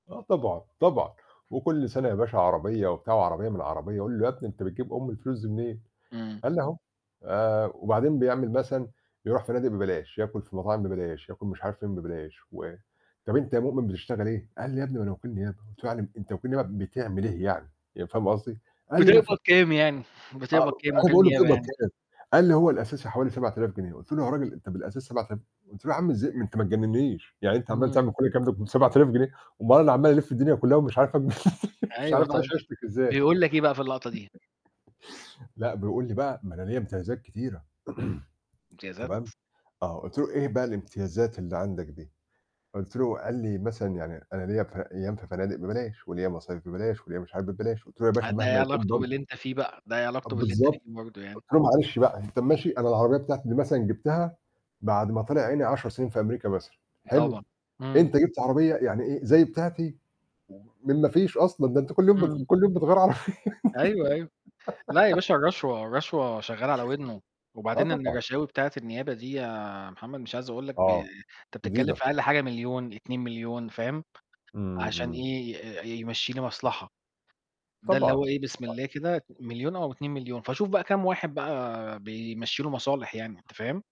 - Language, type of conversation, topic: Arabic, unstructured, إزاي نقدر ندعم الناس اللي بيتعرضوا للتمييز في مجتمعنا؟
- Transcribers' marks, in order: laugh; throat clearing; other background noise; laughing while speaking: "عربيّة"; laugh; distorted speech